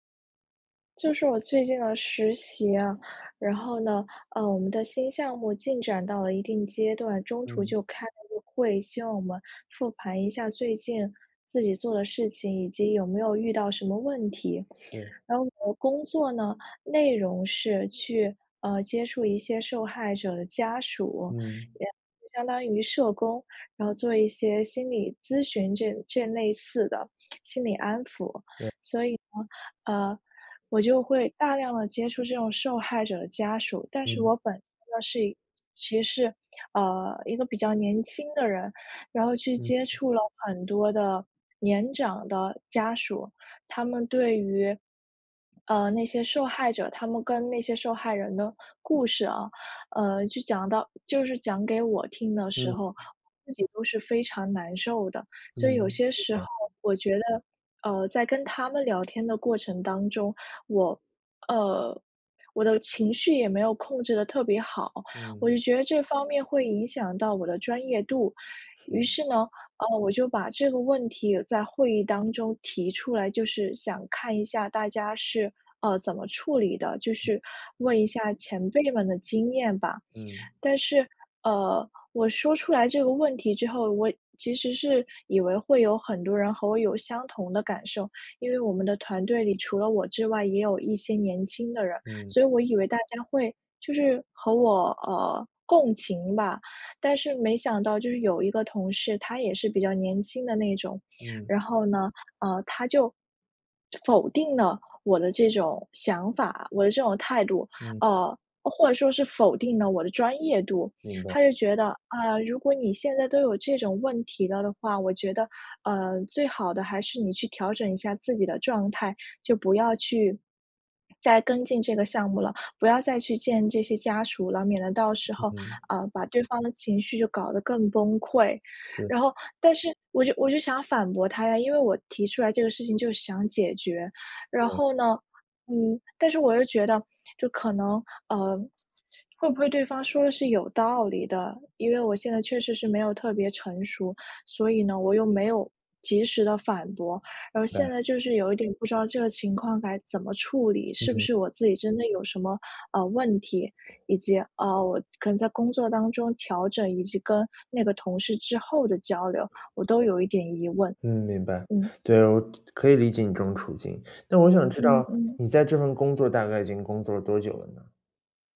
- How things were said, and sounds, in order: other background noise
- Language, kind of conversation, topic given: Chinese, advice, 在会议上被否定时，我想反驳却又犹豫不决，该怎么办？